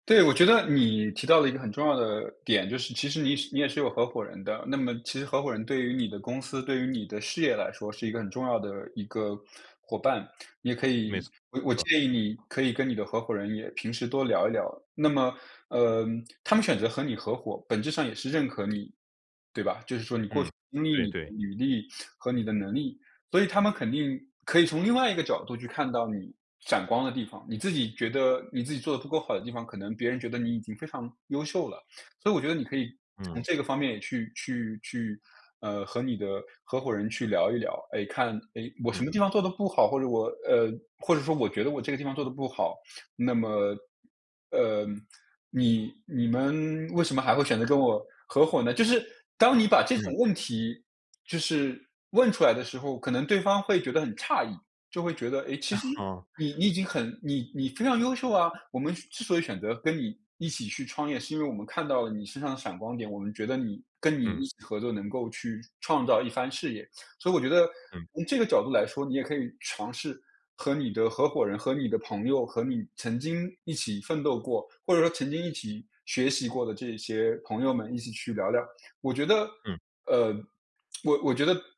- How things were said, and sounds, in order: laugh; laughing while speaking: "哼"; lip smack
- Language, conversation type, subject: Chinese, advice, 失败时我该如何不贬低自己？